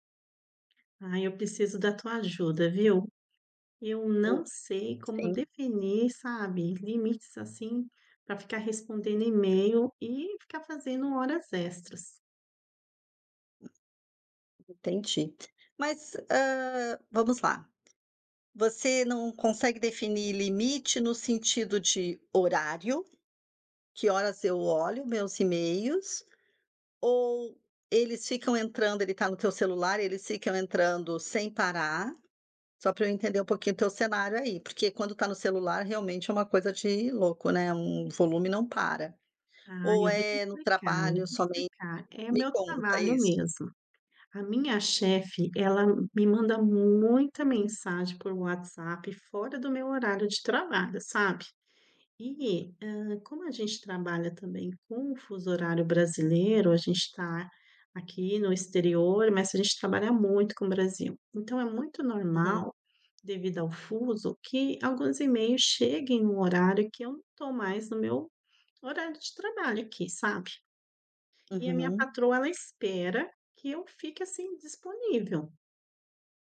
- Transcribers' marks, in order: other background noise
- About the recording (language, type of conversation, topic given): Portuguese, advice, Como posso definir limites para e-mails e horas extras?